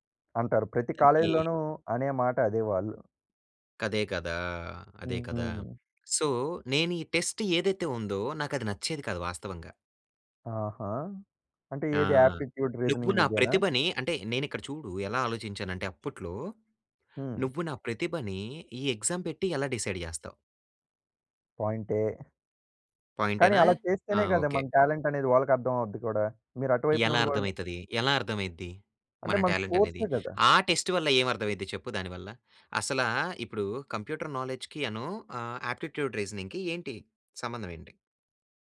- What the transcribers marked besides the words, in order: in English: "సో"; in English: "టెస్ట్"; in English: "ఆప్టిట్యూడ్ రీజనింగ్"; in English: "ఎగ్జామ్"; in English: "డిసైడ్"; in English: "టాలెంట్"; in English: "టాలెంట్"; in English: "టెస్ట్"; in English: "కంప్యూటర్ నాలెడ్జ్‌కి"; in English: "ఆప్టిట్యూడ్ రీజనింగ్‌కి"
- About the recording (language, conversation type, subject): Telugu, podcast, మీ తొలి ఉద్యోగాన్ని ప్రారంభించినప్పుడు మీ అనుభవం ఎలా ఉండింది?